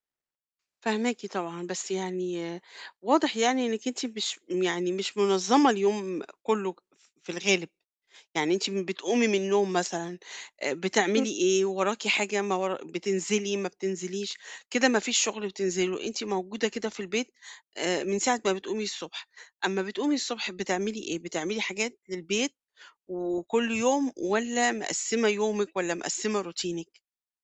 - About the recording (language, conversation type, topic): Arabic, advice, إزاي أقلّل المشتتات جوّه مساحة شغلي عشان أشتغل أحسن؟
- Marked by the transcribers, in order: distorted speech; in English: "روتينِك؟"